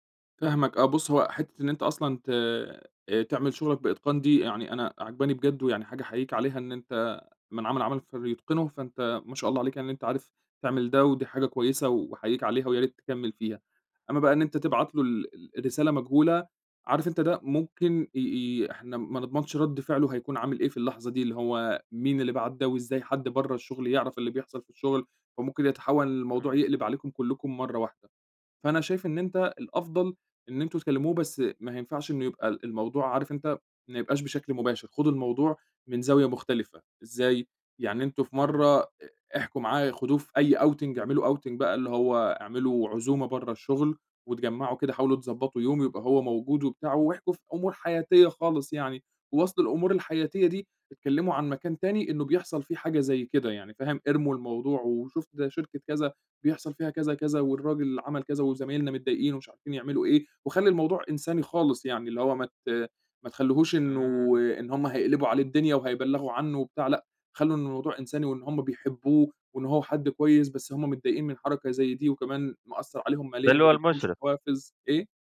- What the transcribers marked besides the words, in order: in English: "outing"; in English: "outing"; tapping
- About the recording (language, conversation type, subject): Arabic, advice, إزاي أواجه زميل في الشغل بياخد فضل أفكاري وأفتح معاه الموضوع؟